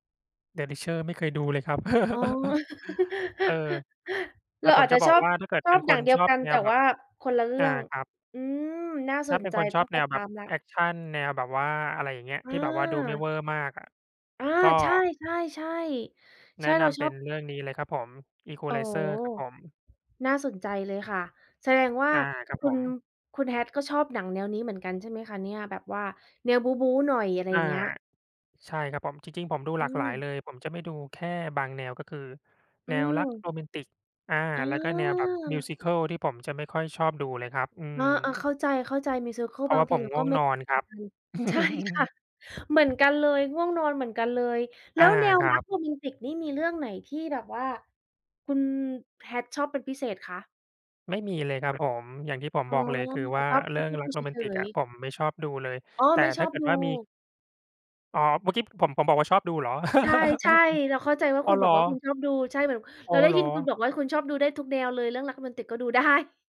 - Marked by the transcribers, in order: laugh; tapping; laughing while speaking: "ใช่ค่ะ"; chuckle; laugh; laughing while speaking: "ได้"
- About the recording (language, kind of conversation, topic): Thai, unstructured, หนังเรื่องล่าสุดที่คุณดูมีอะไรที่ทำให้คุณประทับใจบ้าง?